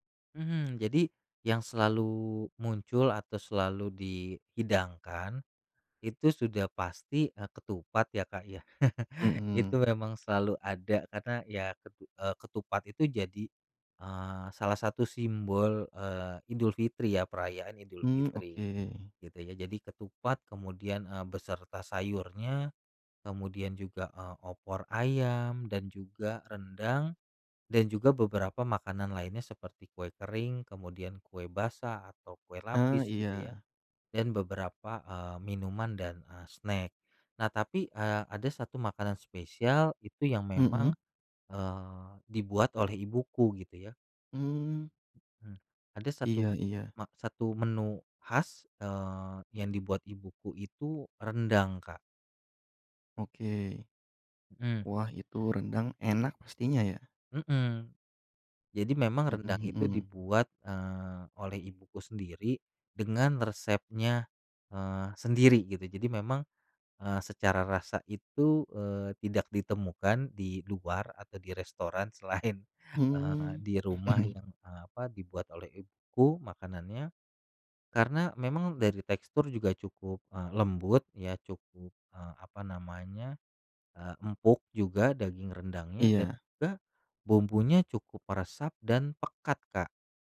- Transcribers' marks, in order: chuckle; tapping; other background noise; laughing while speaking: "selain"; chuckle
- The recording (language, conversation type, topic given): Indonesian, podcast, Kegiatan apa yang menyatukan semua generasi di keluargamu?
- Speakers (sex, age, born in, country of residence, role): male, 30-34, Indonesia, Indonesia, host; male, 35-39, Indonesia, Indonesia, guest